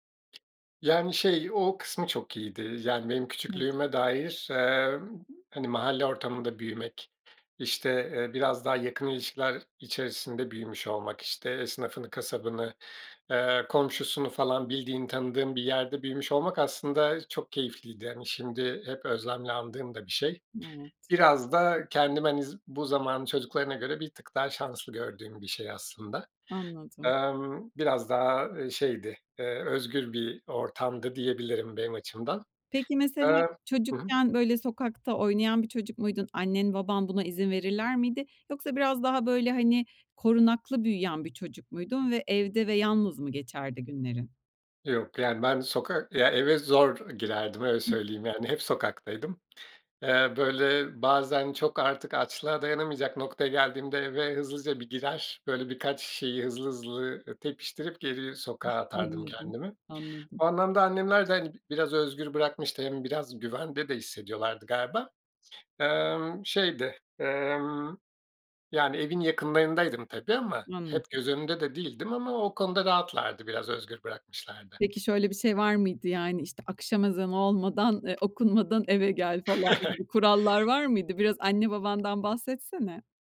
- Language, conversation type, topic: Turkish, podcast, Çok kültürlü olmak seni nerede zorladı, nerede güçlendirdi?
- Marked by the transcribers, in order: tapping; unintelligible speech; other background noise; chuckle